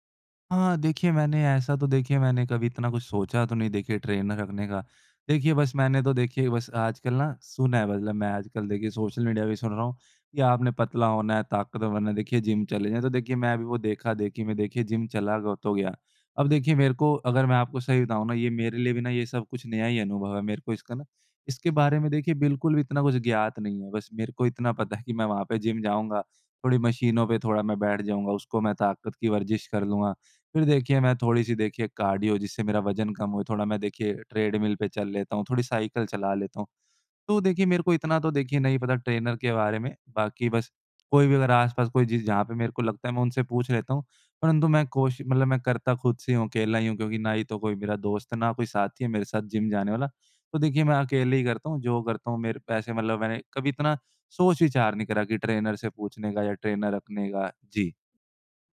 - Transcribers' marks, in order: in English: "ट्रेनर"; chuckle; in English: "ट्रेनर"; in English: "ट्रेनर"; in English: "ट्रेनर"
- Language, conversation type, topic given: Hindi, advice, आपकी कसरत में प्रगति कब और कैसे रुक गई?